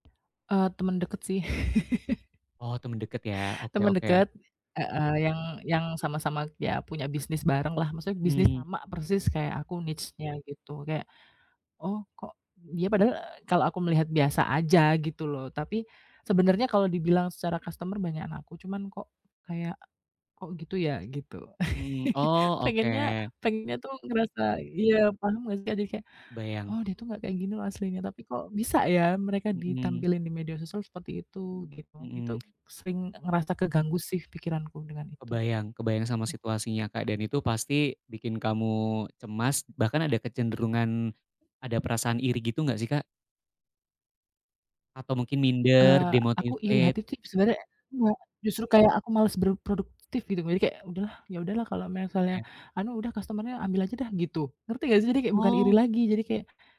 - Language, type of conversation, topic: Indonesian, advice, Mengapa saya sering membandingkan hidup saya dengan orang lain di media sosial?
- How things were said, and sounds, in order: other background noise; laugh; in English: "niche-nya"; tapping; chuckle; in English: "Demotivated?"; "misalnya" said as "mesalnya"